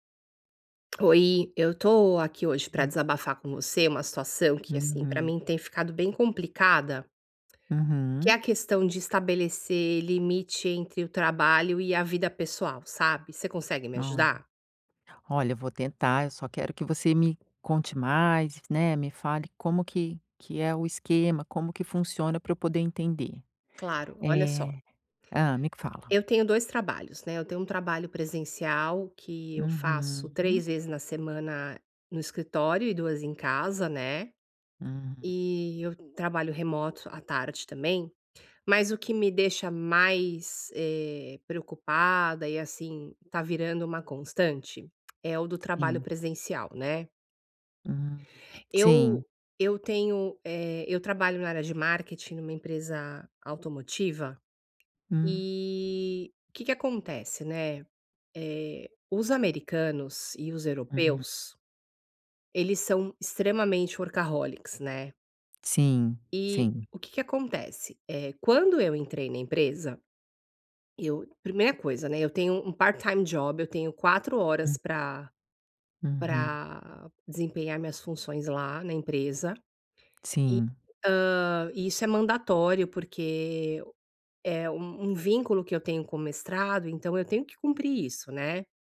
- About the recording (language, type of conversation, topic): Portuguese, advice, Como posso estabelecer limites claros entre o trabalho e a vida pessoal?
- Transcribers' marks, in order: tapping; other background noise; in English: "workaholics"; in English: "part-time job"